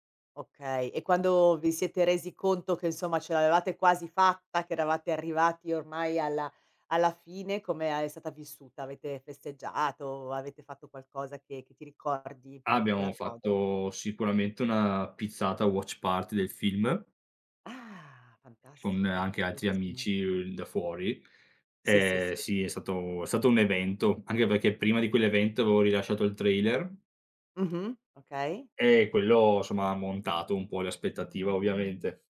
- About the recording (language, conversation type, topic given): Italian, podcast, C'è un progetto di cui sei particolarmente orgoglioso?
- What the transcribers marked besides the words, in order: other background noise